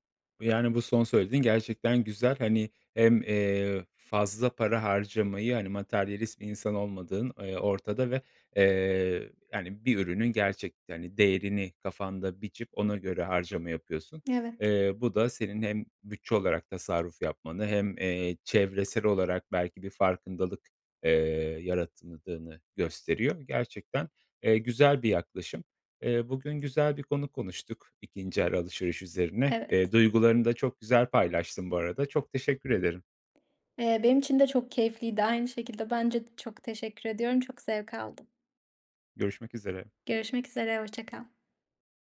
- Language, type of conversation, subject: Turkish, podcast, İkinci el alışveriş hakkında ne düşünüyorsun?
- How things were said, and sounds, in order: tapping; "yarattığını" said as "yaratımıdığını"; other background noise